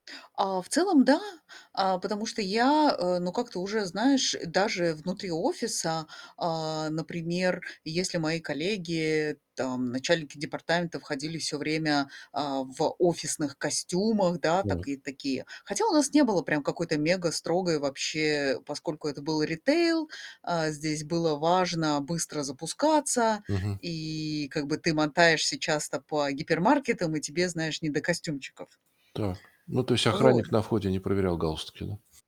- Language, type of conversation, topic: Russian, podcast, Как изменился твой стиль за последние годы?
- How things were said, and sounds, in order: static; other background noise